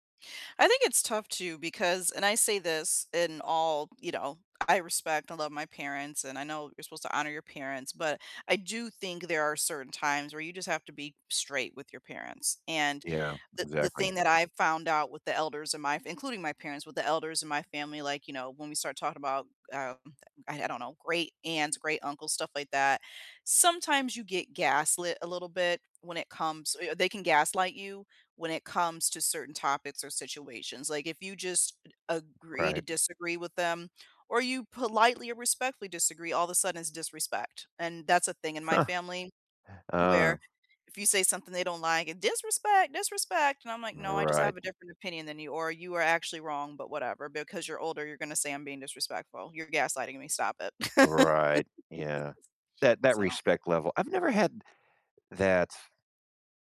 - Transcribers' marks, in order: tapping; laugh
- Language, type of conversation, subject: English, unstructured, How do you deal with someone who refuses to apologize?
- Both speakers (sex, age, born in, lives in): female, 40-44, United States, United States; male, 50-54, United States, United States